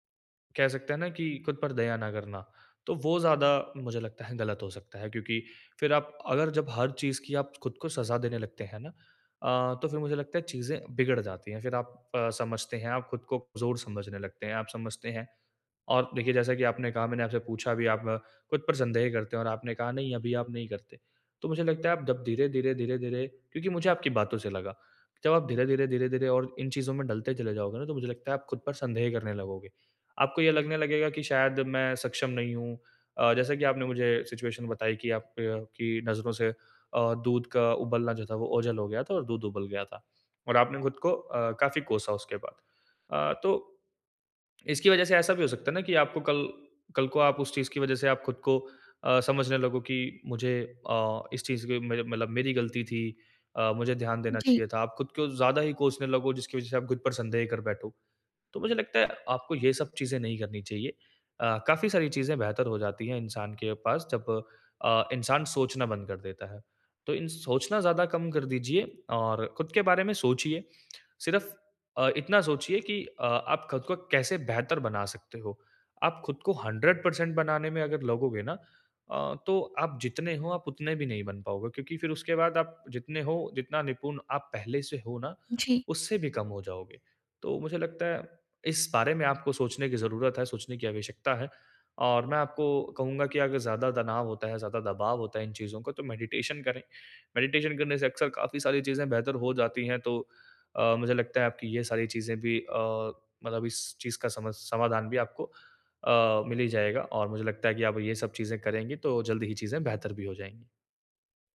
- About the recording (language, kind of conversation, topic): Hindi, advice, आप स्वयं के प्रति दयालु कैसे बन सकते/सकती हैं?
- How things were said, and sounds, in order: in English: "सिचुएशन"; in English: "हंड्रेड पर्सेंट"; in English: "मेडिटेशन"; in English: "मेडिटेशन"